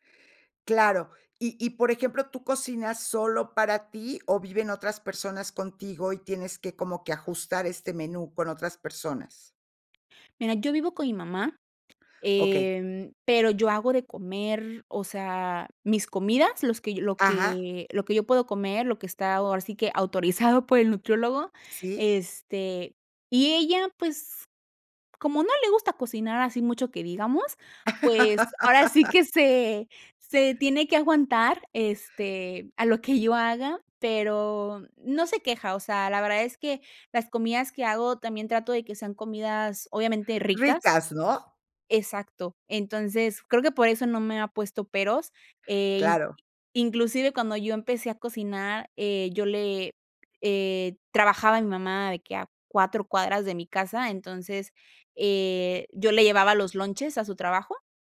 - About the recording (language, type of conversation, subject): Spanish, podcast, ¿Cómo te organizas para comer más sano cada semana?
- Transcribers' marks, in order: other background noise; laughing while speaking: "autorizado"; laugh; laughing while speaking: "ahora sí que se"; laughing while speaking: "que yo haga"